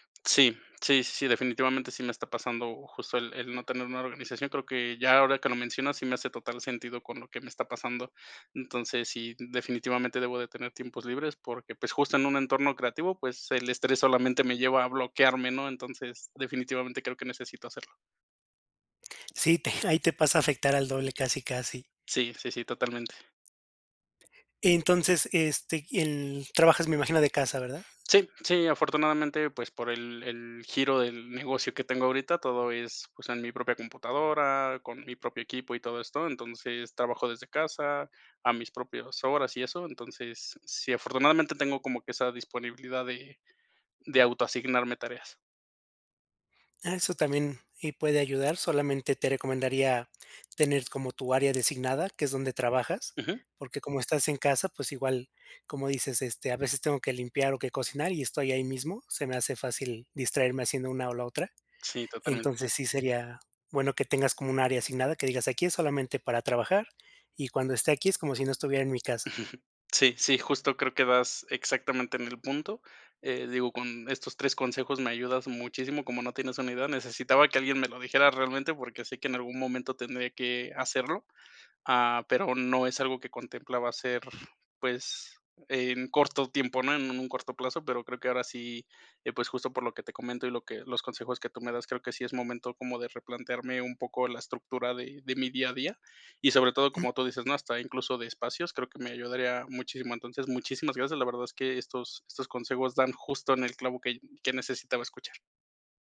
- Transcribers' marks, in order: other background noise; laughing while speaking: "te"; tapping; chuckle; throat clearing
- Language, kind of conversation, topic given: Spanish, advice, ¿Cómo puedo manejar la soledad, el estrés y el riesgo de agotamiento como fundador?